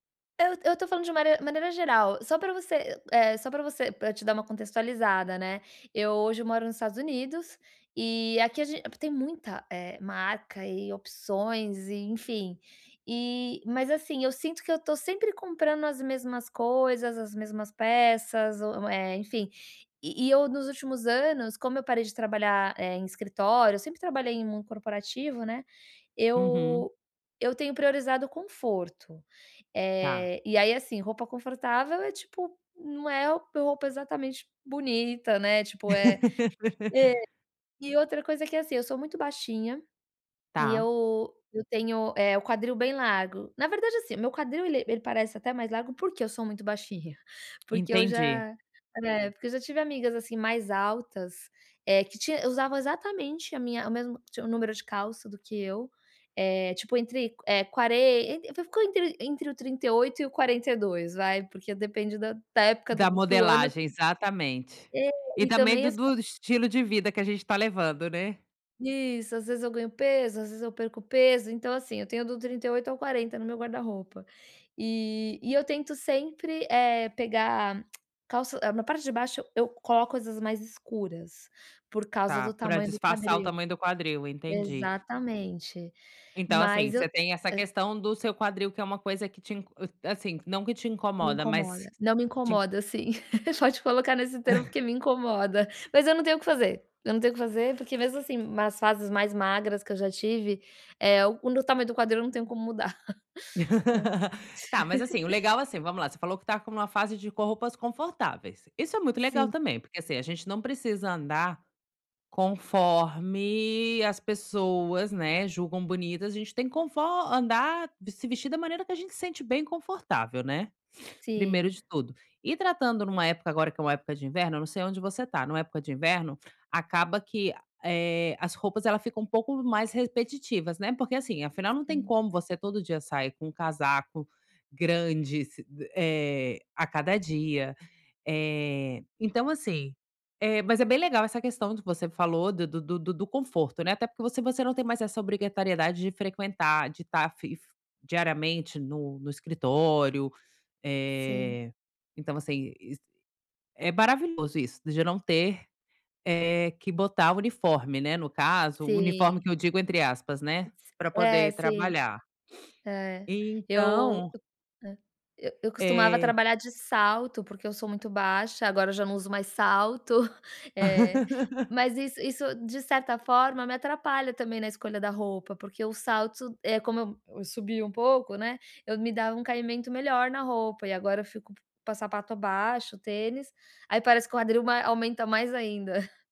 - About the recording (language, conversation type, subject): Portuguese, advice, Como posso escolher o tamanho certo e garantir um bom caimento?
- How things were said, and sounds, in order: other background noise; laugh; tapping; laughing while speaking: "baixinha"; tongue click; laugh; chuckle; laugh; chuckle; laugh; sniff; sniff; chuckle; laugh; chuckle